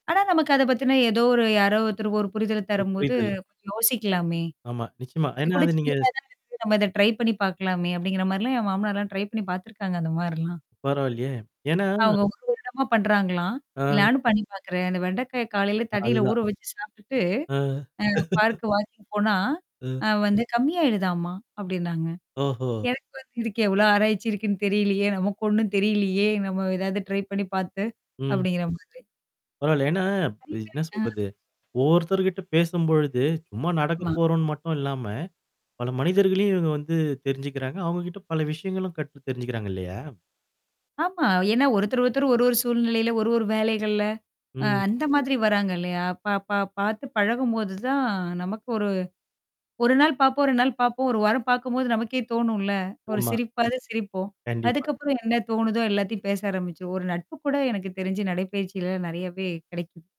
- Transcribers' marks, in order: static; distorted speech; in English: "ட்ரை"; in English: "ட்ரை"; other background noise; chuckle; laughing while speaking: "எனக்கு வந்து இதுக்கு எவ்வளோ ஆராய்ச்சி … பார்த்து. அப்படிங்கிற மாதிரி"; in English: "ட்ரை"
- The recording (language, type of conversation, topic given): Tamil, podcast, பார்க்கில் நடைப்பயிற்சி செய்வது உங்களுக்கு எப்படி அமைதியை அளிக்கிறது?